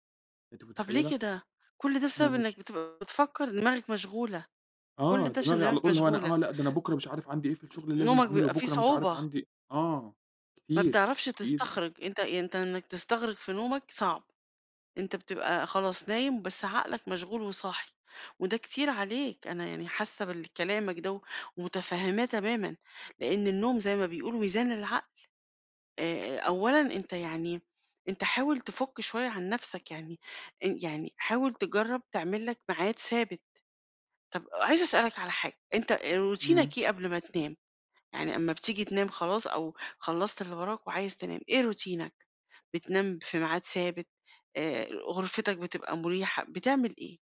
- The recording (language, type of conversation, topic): Arabic, advice, إزاي أقدر أنام وأنا دماغي مش بتبطل تفكير؟
- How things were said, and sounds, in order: unintelligible speech; in English: "روتينك"; in English: "روتينك؟"